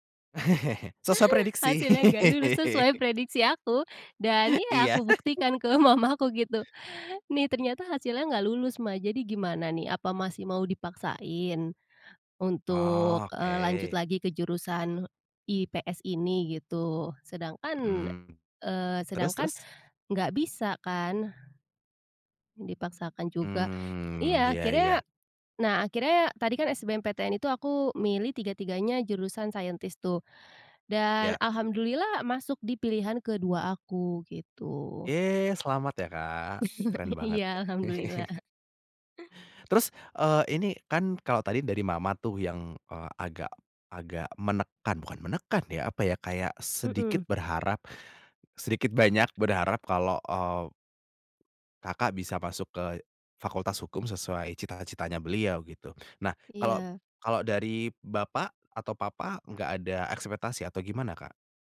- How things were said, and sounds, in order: chuckle; laugh; chuckle; laughing while speaking: "mamaku"; other background noise; drawn out: "Mmm"; in English: "scientist"; chuckle; tapping
- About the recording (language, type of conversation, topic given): Indonesian, podcast, Bagaimana rasanya ketika keluarga memiliki harapan yang berbeda dari impianmu?